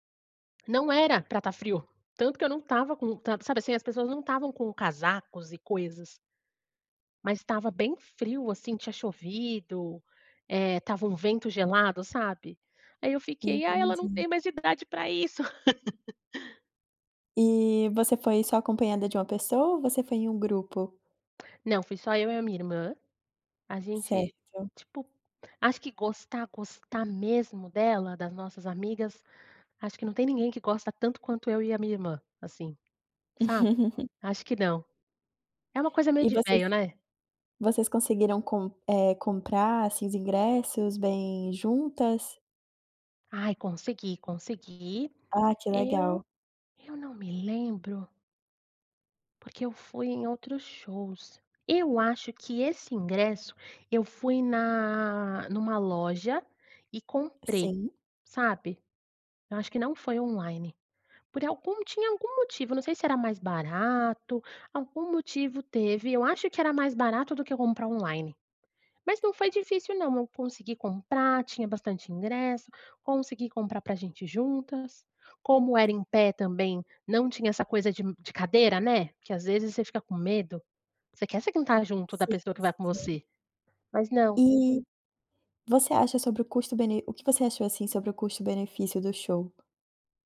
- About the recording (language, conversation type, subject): Portuguese, podcast, Qual foi o show ao vivo que mais te marcou?
- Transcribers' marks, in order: laugh; laugh; tapping